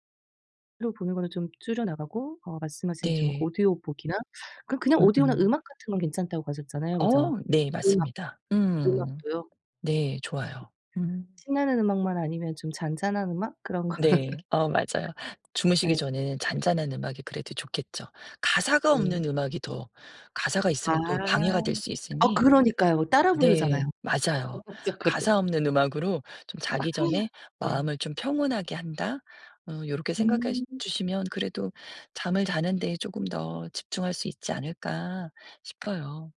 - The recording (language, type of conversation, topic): Korean, advice, 디지털 방해 요소를 줄여 더 쉽게 집중하려면 어떻게 해야 하나요?
- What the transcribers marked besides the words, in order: tapping; other background noise; laughing while speaking: "거"; laugh; laughing while speaking: "적극적으로"; laugh